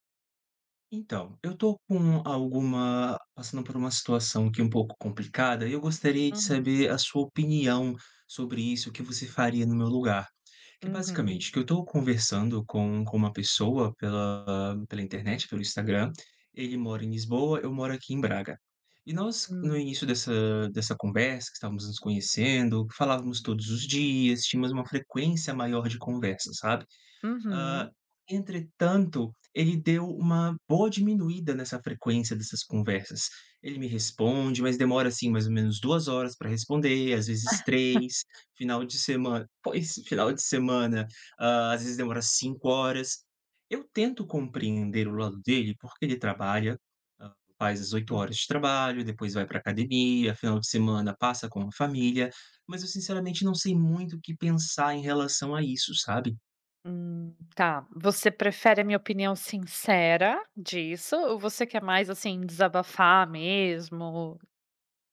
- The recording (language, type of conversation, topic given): Portuguese, advice, Como você lida com a falta de proximidade em um relacionamento à distância?
- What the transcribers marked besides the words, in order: laugh